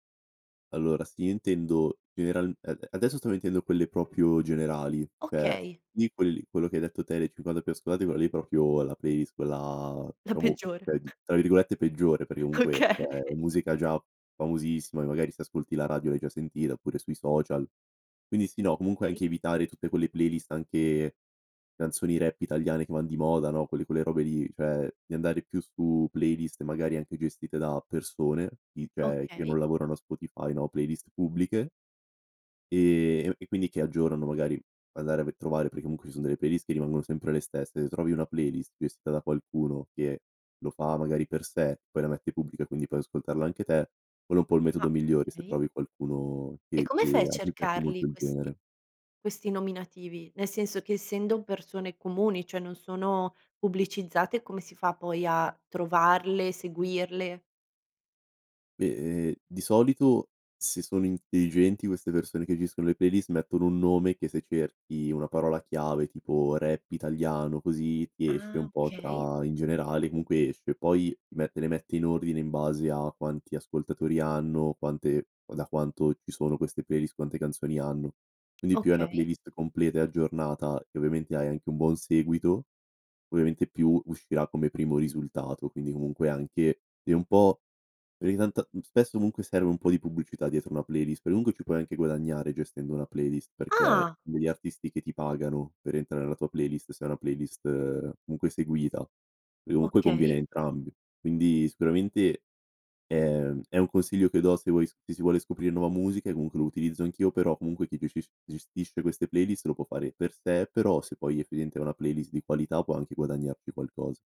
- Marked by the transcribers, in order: "proprio" said as "propio"; "cioè" said as "ceh"; "proprio" said as "propio"; "diciamo" said as "ciamo"; "cioè" said as "ceh"; laughing while speaking: "Okay"; "cioè" said as "ceh"; "cioè" said as "ceh"; "cioè" said as "ceh"; "intelligenti" said as "inteigenti"; "gestiscono" said as "giscono"; tapping; "comunque" said as "unque"; "comunque" said as "unque"; "effettivamente" said as "efemente"
- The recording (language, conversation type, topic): Italian, podcast, Come scegli la nuova musica oggi e quali trucchi usi?